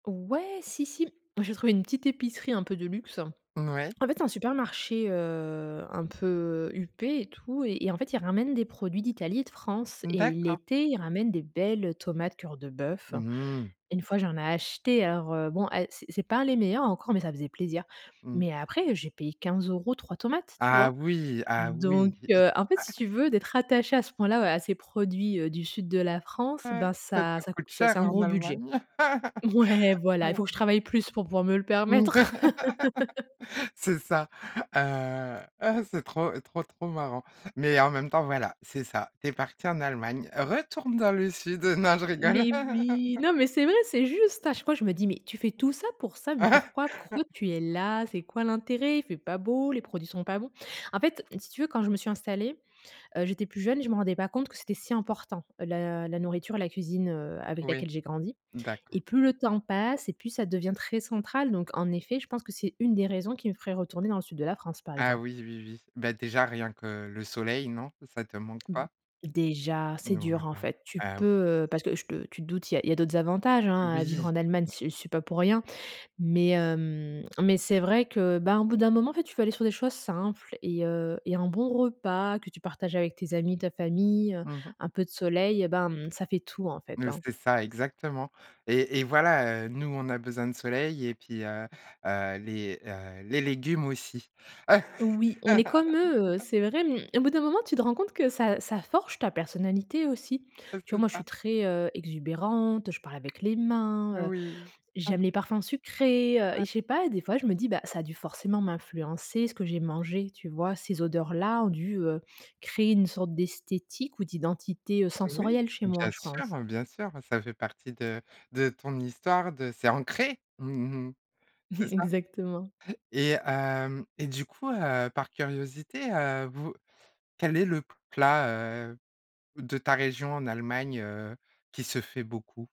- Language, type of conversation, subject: French, podcast, Comment la cuisine de ta région t’influence-t-elle ?
- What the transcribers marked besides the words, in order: chuckle; laugh; chuckle; other background noise; laugh; laugh; chuckle